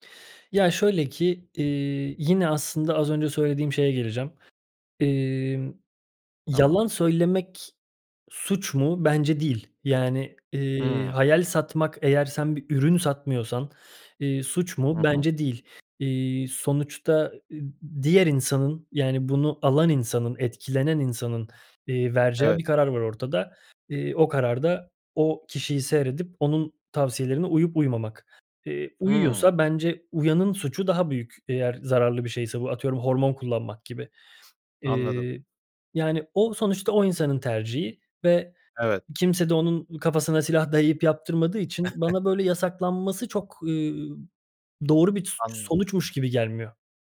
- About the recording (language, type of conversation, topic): Turkish, podcast, Sosyal medyada gerçeklik ile kurgu arasındaki çizgi nasıl bulanıklaşıyor?
- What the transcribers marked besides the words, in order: other background noise